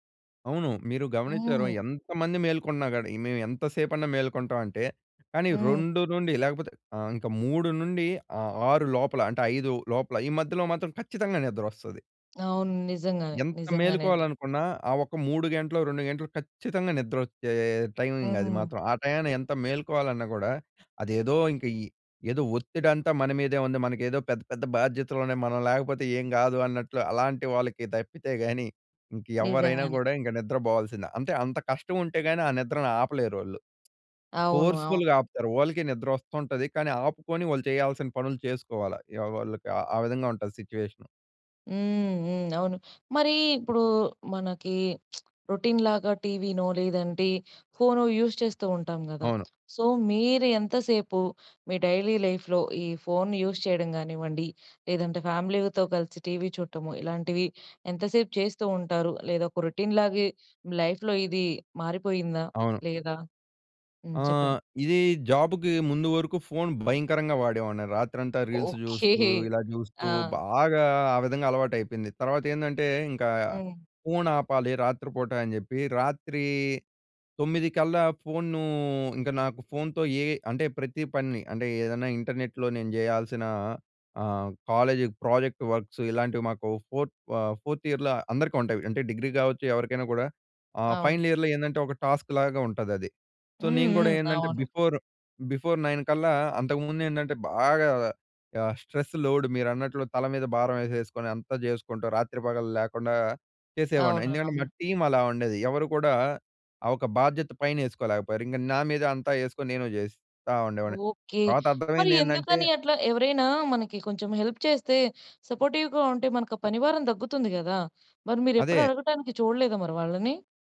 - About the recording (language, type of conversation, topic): Telugu, podcast, రాత్రి పడుకునే ముందు మీ రాత్రి రొటీన్ ఎలా ఉంటుంది?
- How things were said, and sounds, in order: in English: "టైమింగ్"; in English: "ఫోర్స్‌ఫు‌ల్‌గా"; lip smack; in English: "రొటీన్‌లాగా"; in English: "యూజ్"; tapping; in English: "సో"; in English: "డైలీ లైఫ్‍లో"; in English: "యూజ్"; in English: "ఫ్యామిలీతో"; in English: "రొటీన్‌లాగే లైఫ్‌లో"; in English: "జాబ్‌కి"; in English: "రీల్స్"; laughing while speaking: "ఓకే"; stressed: "బాగా"; in English: "ఇంటర్నెట్‍లో"; in English: "కాలేజీకి ప్రాజెక్ట్"; in English: "ఫోర్త్"; in English: "ఫోర్త్ ఇయర్‍ల"; in English: "ఫైనల్ ఇయర్‌లో"; in English: "టాస్క్‌లాగా"; in English: "సో"; in English: "బిఫోర్ నైన్"; stressed: "బాగా"; in English: "హెల్ప్"; in English: "సపోర్టివ్‌గా"